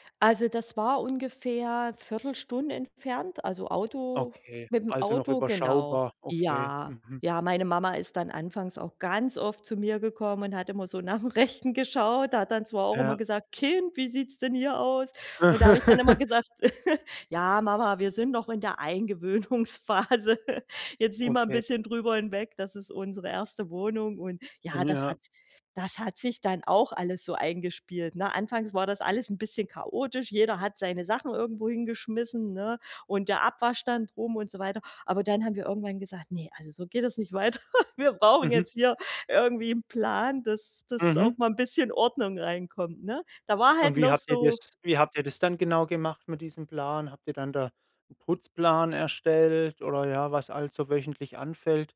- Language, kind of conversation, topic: German, podcast, Wann hast du zum ersten Mal wirklich Verantwortung übernommen, und was hast du daraus gelernt?
- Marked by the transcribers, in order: laugh; chuckle; laughing while speaking: "Eingewöhnungsphase"; laughing while speaking: "weiter. Wir brauchen jetzt hier"